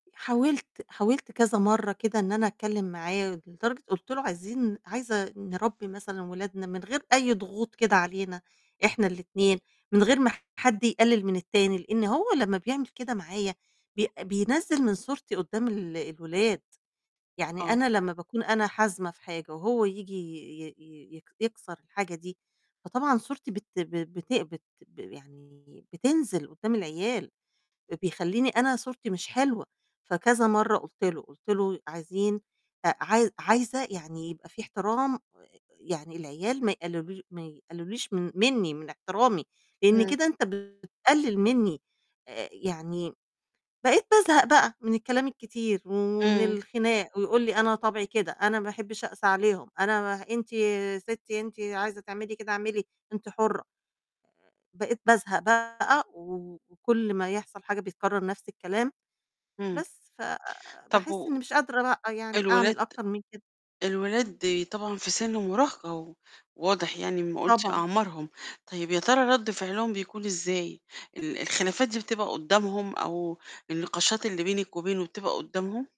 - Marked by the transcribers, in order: distorted speech; other noise
- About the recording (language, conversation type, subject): Arabic, advice, إزاي أقدر أشرح الخلافات اللي بيني وبين شريكي في تربية الأطفال؟